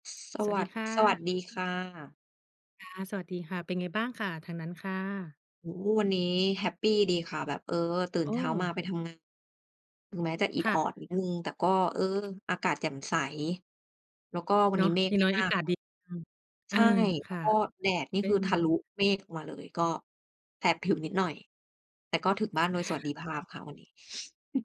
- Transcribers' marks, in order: other background noise
- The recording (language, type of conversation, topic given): Thai, unstructured, ถ้าคนรอบข้างไม่สนับสนุนความฝันของคุณ คุณจะทำอย่างไร?